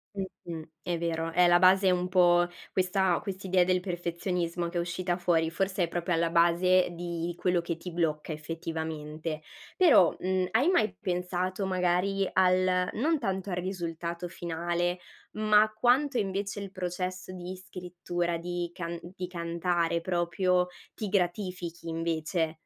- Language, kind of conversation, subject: Italian, advice, In che modo il perfezionismo rallenta o blocca i tuoi risultati?
- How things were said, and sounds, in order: "proprio" said as "propio"; "proprio" said as "propio"